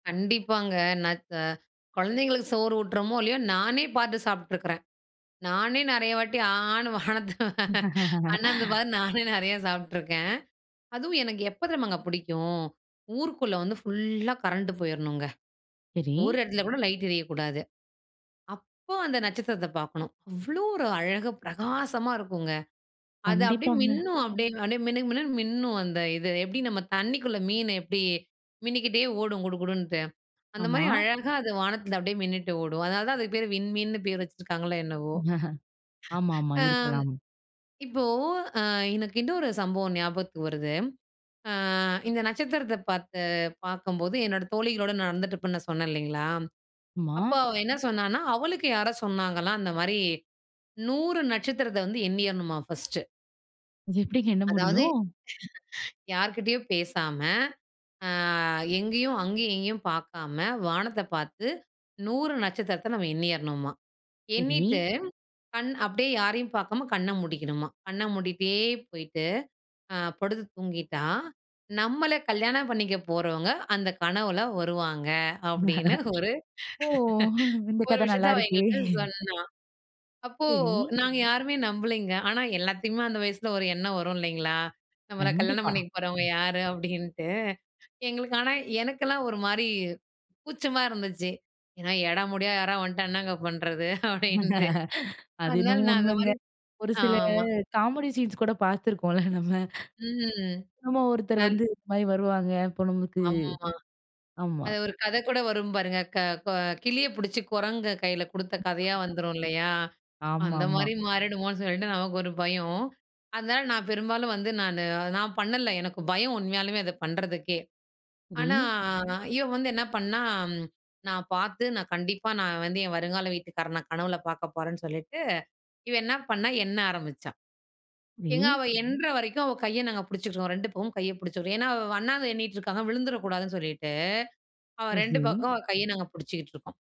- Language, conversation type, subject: Tamil, podcast, நீங்கள் இரவு வானில் நட்சத்திரங்களைப் பார்த்த அனுபவத்தைப் பற்றி பகிர முடியுமா?
- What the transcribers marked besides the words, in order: laughing while speaking: "அண்ணாந்து பார்த்து நானே நிறைய சாப்பிட்டுருக்கேன்"; laugh; surprised: "அப்போ அந்த நட்சத்திரத்தை பாக்கணும். அவ்வளவு … மின்னும் அந்த இது"; chuckle; other noise; drawn out: "ஆ"; laugh; laugh; other background noise; laughing while speaking: "ஓ! இந்த கதை நல்லா இருக்கே!"; tapping; laugh; laughing while speaking: "அப்படின்ட்டு"; in English: "காமெடி சீன்ஸ்"; drawn out: "ம்"